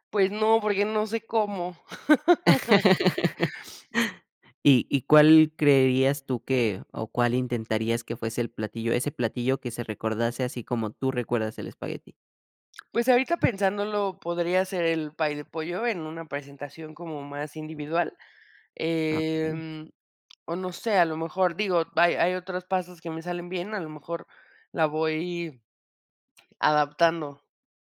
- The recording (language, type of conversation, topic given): Spanish, podcast, ¿Qué platillo te trae recuerdos de celebraciones pasadas?
- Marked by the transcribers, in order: laugh; chuckle; tapping